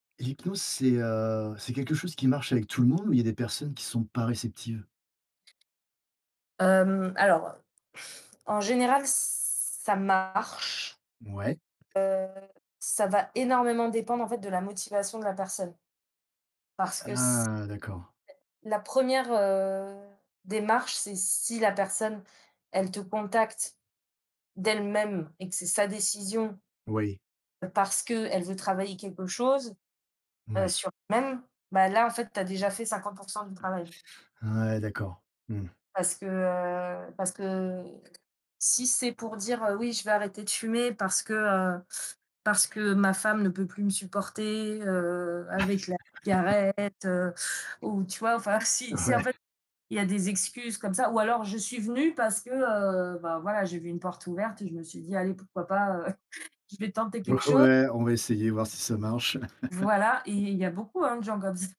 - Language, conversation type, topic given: French, unstructured, Quelle est la chose la plus surprenante dans ton travail ?
- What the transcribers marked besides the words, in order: exhale; tapping; laugh; laughing while speaking: "Ouais"; chuckle; chuckle